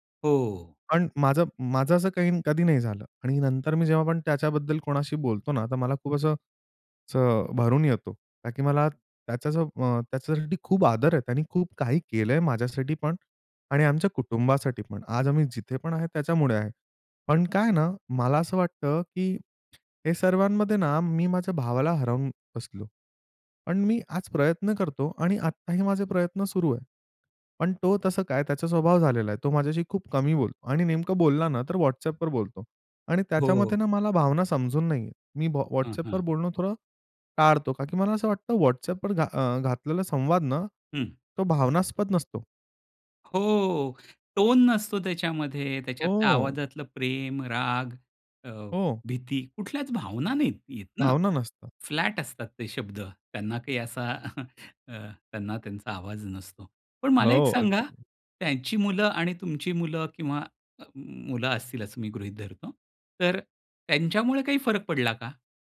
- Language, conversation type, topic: Marathi, podcast, भावंडांशी दूरावा झाला असेल, तर पुन्हा नातं कसं जुळवता?
- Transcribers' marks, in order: tapping; "भावनात्मक" said as "भावनास्पद"; drawn out: "हो"; chuckle